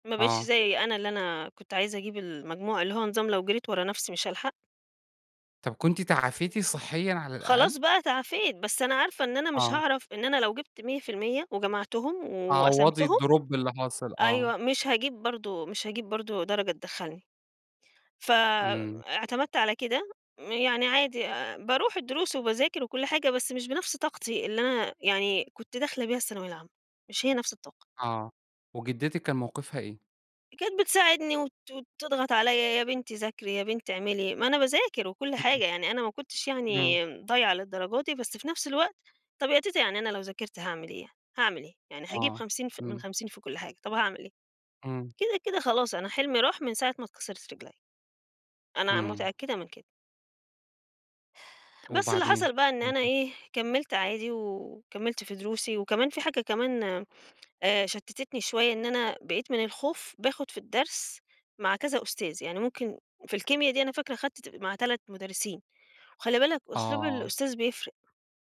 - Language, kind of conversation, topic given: Arabic, podcast, مين ساعدك وقت ما كنت تايه/ة، وحصل ده إزاي؟
- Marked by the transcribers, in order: tapping; in English: "الDrop"; unintelligible speech; unintelligible speech